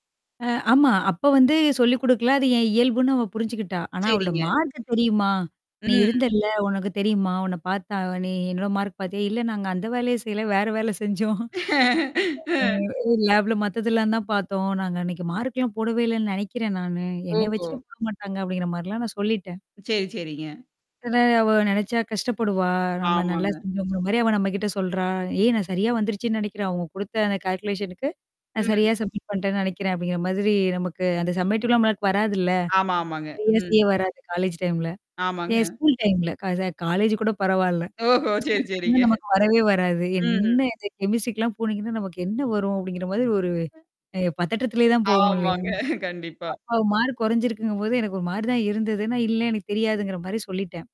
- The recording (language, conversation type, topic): Tamil, podcast, ஒருவரிடம் நேரடியாக உண்மையை எப்படிச் சொல்லுவீர்கள்?
- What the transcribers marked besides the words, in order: static; in English: "மார்க்கு"; in English: "மார்க்"; chuckle; laugh; distorted speech; in English: "லேப்ல"; in English: "மார்க்லாம்"; tapping; in English: "கால்குலேஷன்கக்கு"; mechanical hum; in English: "சப்மிட்"; in English: "சப்மிட்லாம்"; in English: "ரிவூஸ்லயும்"; in English: "டைம்ல"; in English: "காலேஜ்"; other noise; laughing while speaking: "ஓஹோ! சரி, சரிங்க"; in English: "டைம்ல"; in English: "கெமிஸ்ட்ரிக்கெல்லாம்"; other background noise; laughing while speaking: "ஆமாங்க"; in English: "மார்க்"